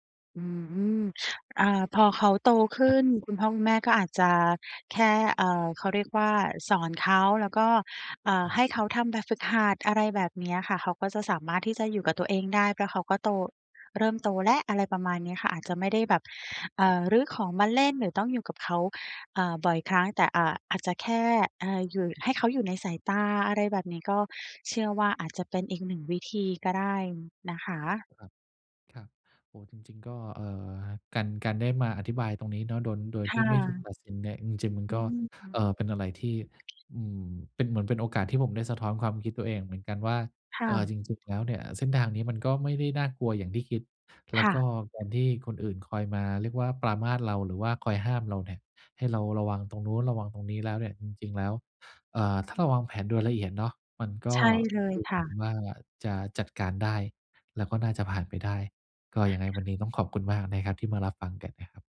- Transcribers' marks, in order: other background noise; tapping
- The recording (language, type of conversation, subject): Thai, advice, ฉันจะตัดสินใจเรื่องสำคัญของตัวเองอย่างไรโดยไม่ปล่อยให้แรงกดดันจากสังคมมาชี้นำ?